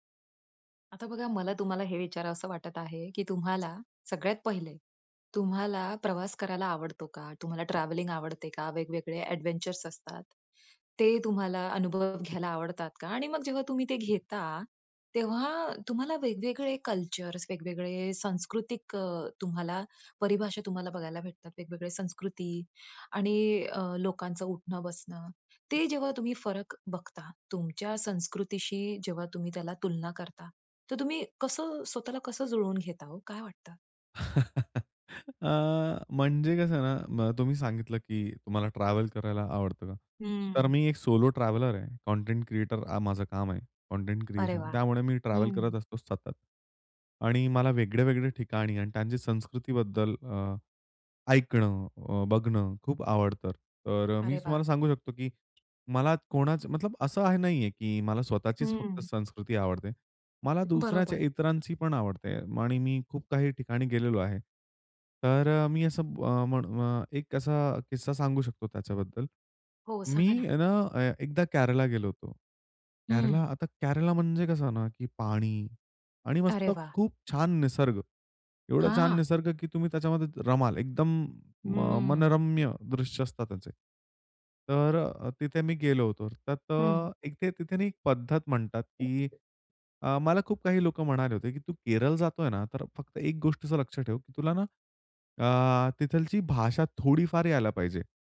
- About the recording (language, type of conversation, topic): Marathi, podcast, सांस्कृतिक फरकांशी जुळवून घेणे
- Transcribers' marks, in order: other background noise; in English: "ॲडव्हेंचर"; tapping; chuckle; in English: "सोलो ट्रॅव्हलर"; other noise; unintelligible speech; "तिथली" said as "तिथलची"